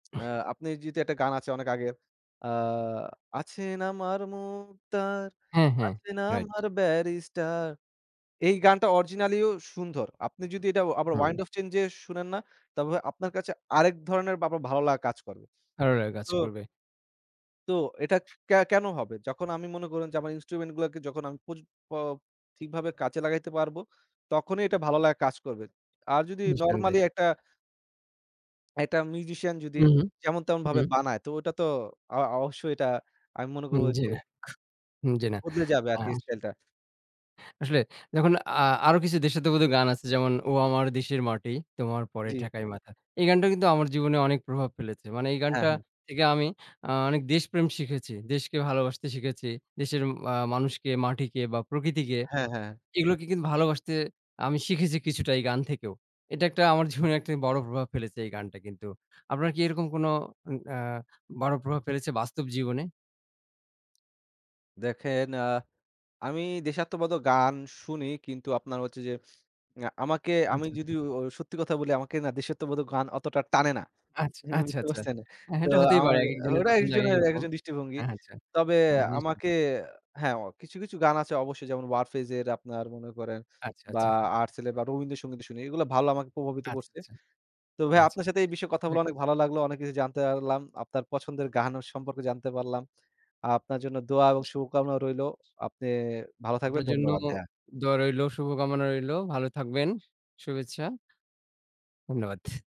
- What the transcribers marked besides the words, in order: throat clearing; singing: "আছেন আমার মুক্তার, আছেন আমার ব্যারিস্টার"; "সুন্দর" said as "সুন্ধর"; other background noise; unintelligible speech; tongue click; tapping; lip smack; tongue click; wind; laughing while speaking: "জীবনে একটা"; laughing while speaking: "বুঝতে পারছেন?"; laughing while speaking: "আচ্ছা"; "আচ্ছা" said as "আচ্চা"; "আচ্ছা" said as "আচ্চা"; "আচ্ছা" said as "আচ্চা"; "আচ্ছা" said as "আচ্চা"; "পারলাম" said as "আরলাম"
- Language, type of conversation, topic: Bengali, unstructured, আপনার প্রিয় বাংলা গান কোনটি, আর কেন?